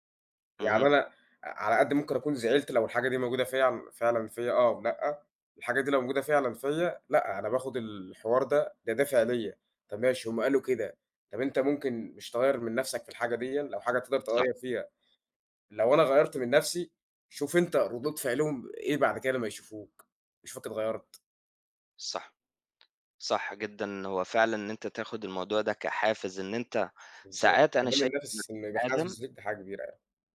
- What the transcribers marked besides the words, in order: none
- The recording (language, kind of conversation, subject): Arabic, unstructured, إيه الطرق اللي بتساعدك تزود ثقتك بنفسك؟